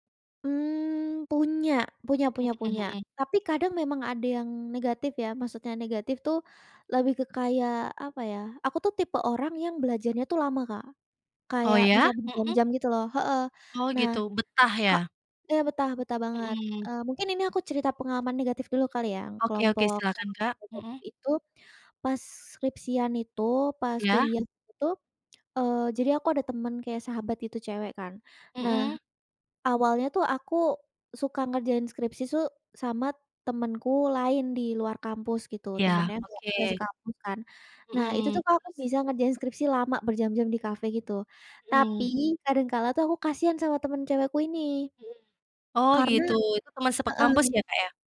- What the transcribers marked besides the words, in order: other background noise; unintelligible speech; tongue click
- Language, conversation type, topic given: Indonesian, podcast, Bagaimana pengalamanmu belajar bersama teman atau kelompok belajar?
- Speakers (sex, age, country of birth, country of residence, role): female, 20-24, Indonesia, Indonesia, guest; female, 25-29, Indonesia, Indonesia, host